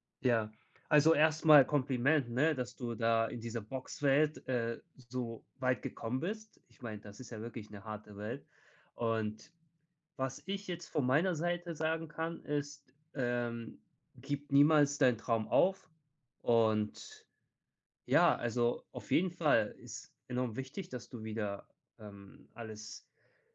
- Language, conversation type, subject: German, advice, Wie kann ich die Angst vor Zeitverschwendung überwinden und ohne Schuldgefühle entspannen?
- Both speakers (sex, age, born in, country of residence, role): male, 30-34, Germany, Germany, user; male, 30-34, Japan, Germany, advisor
- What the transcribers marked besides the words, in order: none